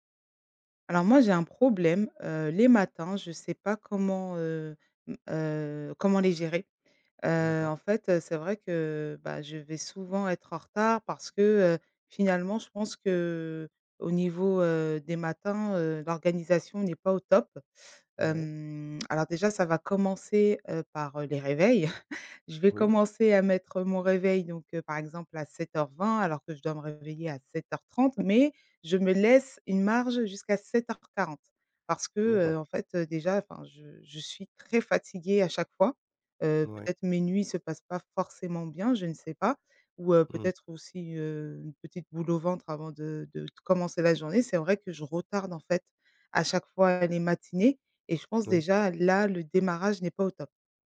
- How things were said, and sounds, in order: chuckle; tapping; stressed: "très"
- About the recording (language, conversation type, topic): French, advice, Pourquoi ma routine matinale chaotique me fait-elle commencer la journée en retard ?